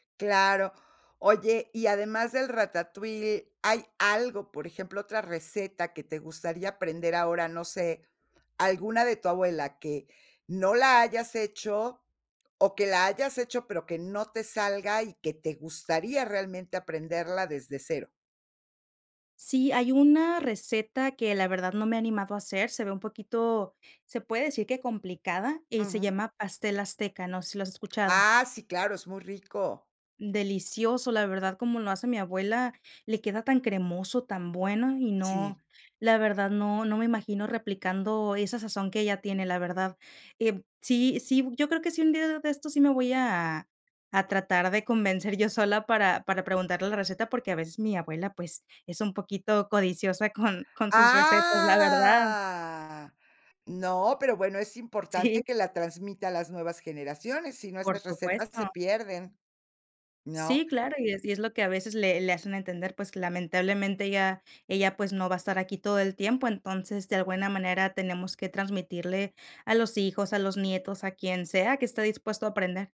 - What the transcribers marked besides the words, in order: drawn out: "Ah"; laughing while speaking: "Sí"
- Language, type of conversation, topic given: Spanish, podcast, ¿Qué plato te gustaría aprender a preparar ahora?